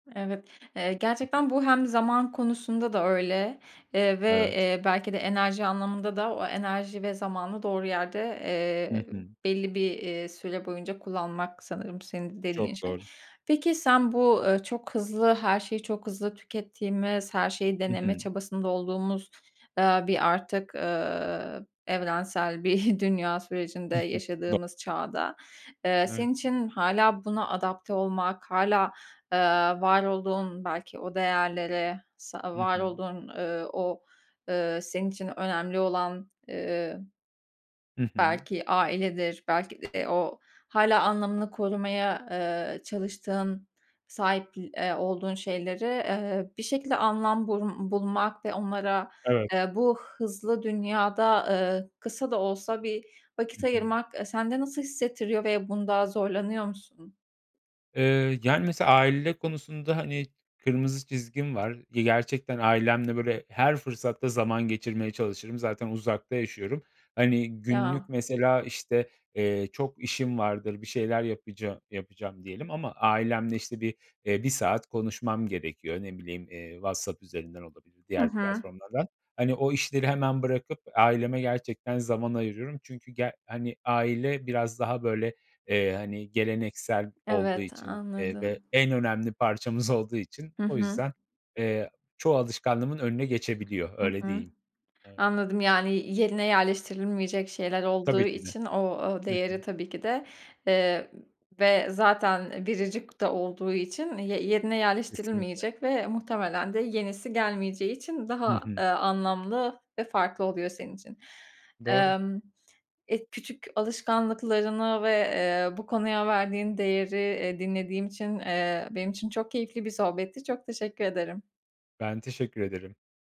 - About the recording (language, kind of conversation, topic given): Turkish, podcast, Hayatınızı değiştiren küçük ama etkili bir alışkanlık neydi?
- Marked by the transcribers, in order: laughing while speaking: "bir"; tapping; laughing while speaking: "olduğu"; other background noise